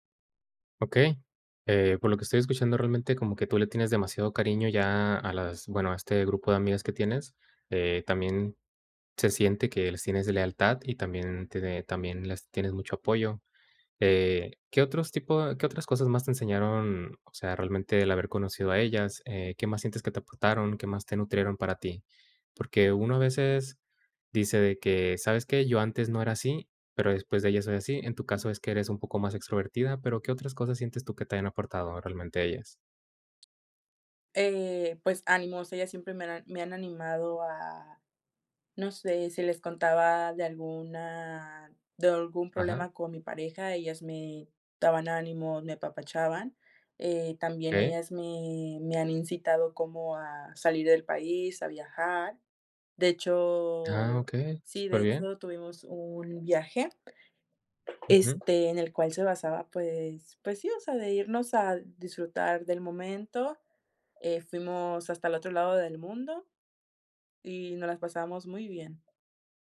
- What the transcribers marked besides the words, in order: tapping
- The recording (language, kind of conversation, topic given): Spanish, podcast, ¿Puedes contarme sobre una amistad que cambió tu vida?